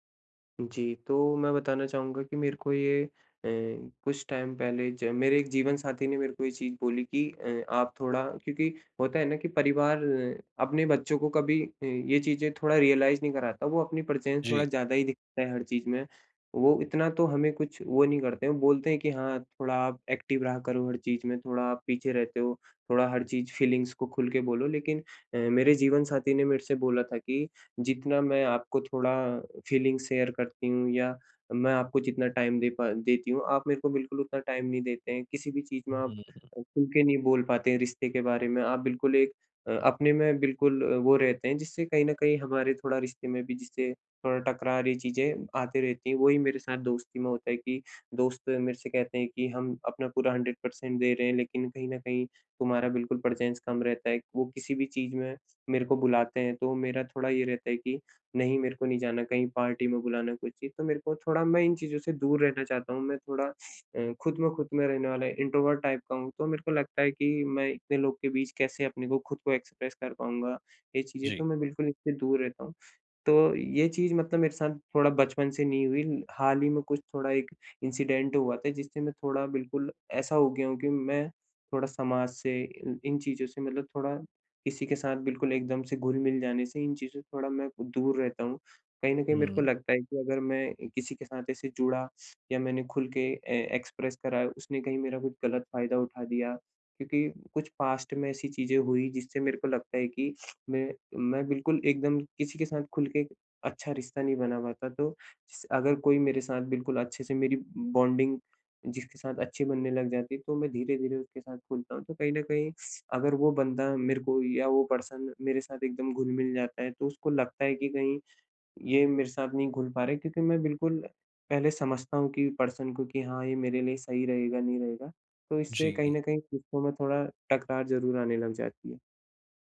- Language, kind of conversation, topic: Hindi, advice, आप हर रिश्ते में खुद को हमेशा दोषी क्यों मान लेते हैं?
- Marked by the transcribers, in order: in English: "टाइम"; in English: "रियलाइज"; in English: "प्रेजेंस"; in English: "एक्टिव"; in English: "फीलिंग्स"; in English: "फीलिंग शेयर"; in English: "टाइम"; in English: "टाइम"; in English: "हंड्रेड पर्सेंट"; in English: "प्रेजेंस"; in English: "इंट्रोवर्ट टाइप"; in English: "एक्सप्रेस"; in English: "इंसिडेंट"; in English: "एक्सप्रेस"; in English: "पास्ट"; sniff; in English: "बॉन्डिंग"; sniff; in English: "पर्सन"; in English: "पर्सन"